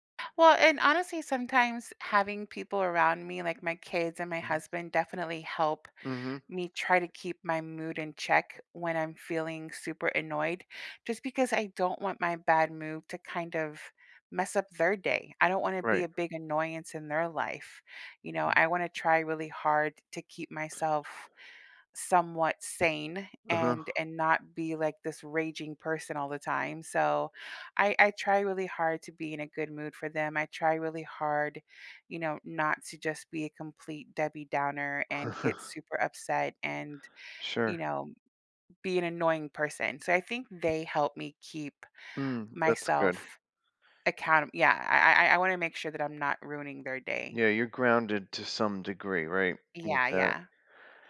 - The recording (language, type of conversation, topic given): English, unstructured, How are small daily annoyances kept from ruining one's mood?
- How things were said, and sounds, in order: chuckle